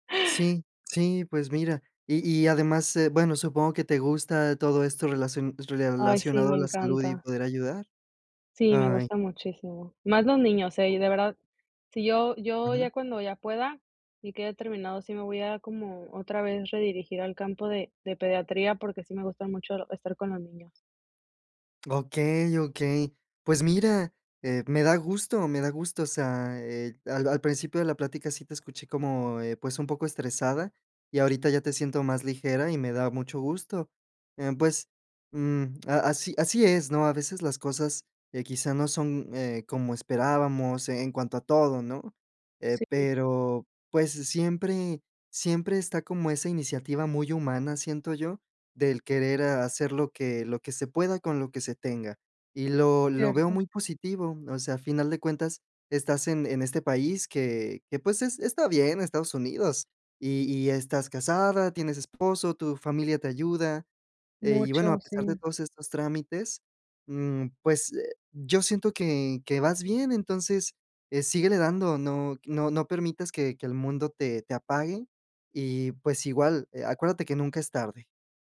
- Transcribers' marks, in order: other noise; tapping
- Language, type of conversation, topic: Spanish, advice, ¿Cómo puedo recuperar mi resiliencia y mi fuerza después de un cambio inesperado?